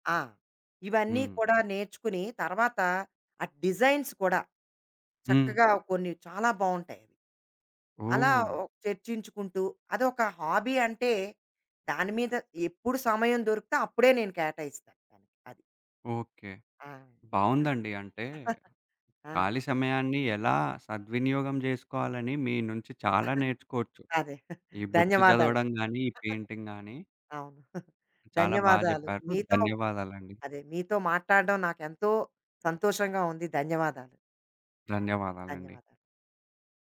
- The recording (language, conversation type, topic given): Telugu, podcast, నీ మొదటి హాబీ ఎలా మొదలయ్యింది?
- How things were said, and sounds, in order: in English: "డిజైన్స్"; in English: "హాబీ"; chuckle; chuckle; chuckle; in English: "పెయింటింగ్"; other background noise